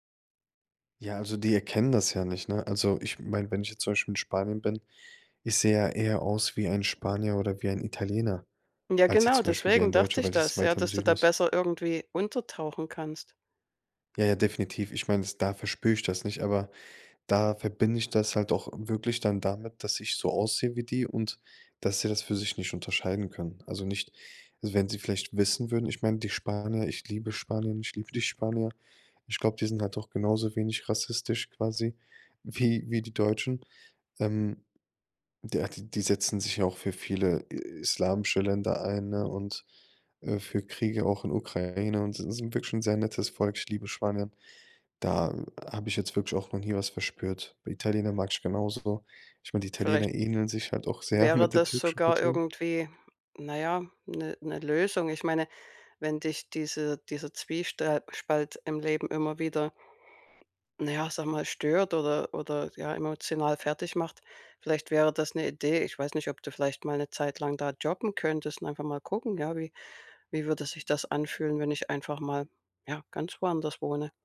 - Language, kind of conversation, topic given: German, podcast, Mal ehrlich: Wann hast du dich zum ersten Mal anders gefühlt?
- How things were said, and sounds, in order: other background noise; laughing while speaking: "wie"; laughing while speaking: "sehr"